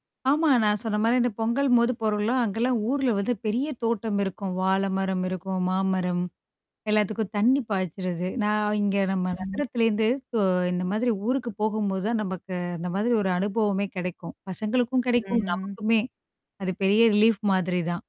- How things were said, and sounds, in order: static; "பொங்கலின்" said as "பொங்கல்ம்"; tapping; distorted speech; drawn out: "ம்"; in English: "ரிலீஃப்"
- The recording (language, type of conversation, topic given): Tamil, podcast, குடும்பத்துடன் நேரம் செலவிட நீங்கள் என்ன முயற்சிகள் செய்கிறீர்கள்?